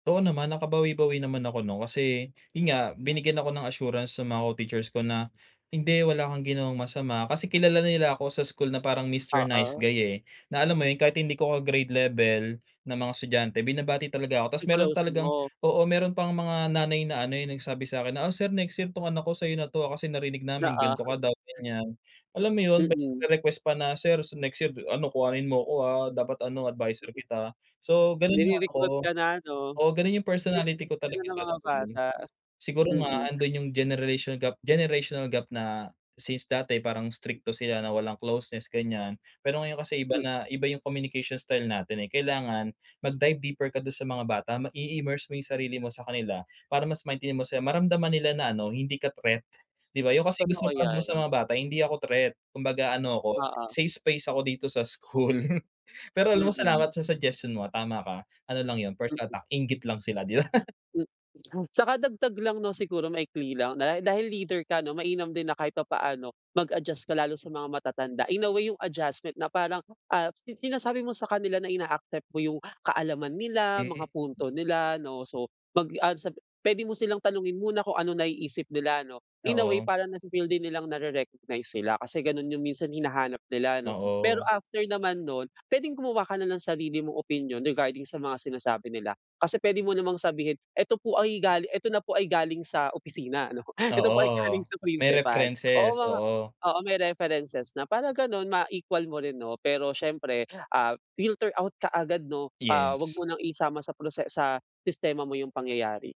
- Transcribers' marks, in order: tapping; other background noise; unintelligible speech; in English: "generational gap"; in English: "i-immerse"; laughing while speaking: "school"; chuckle; laughing while speaking: "Ano"
- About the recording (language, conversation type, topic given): Filipino, advice, Paano ko malalaman kung nakakatulong o nakasasakit ang puna?